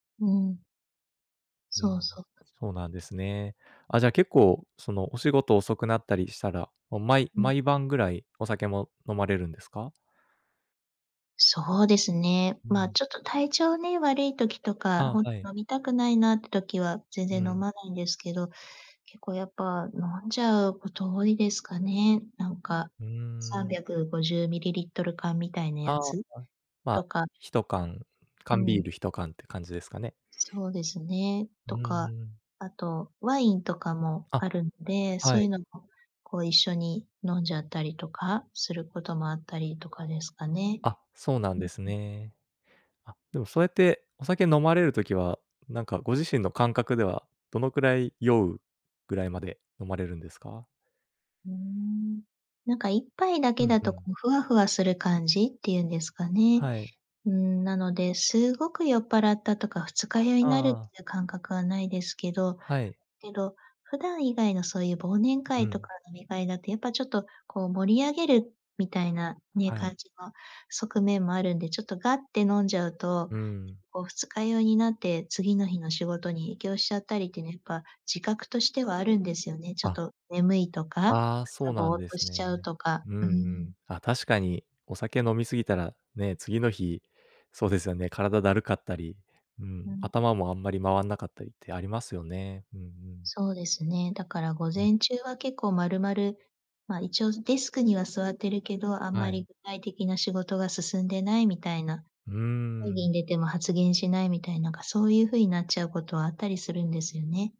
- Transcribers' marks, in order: other background noise
- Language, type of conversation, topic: Japanese, advice, 健康診断の結果を受けて生活習慣を変えたいのですが、何から始めればよいですか？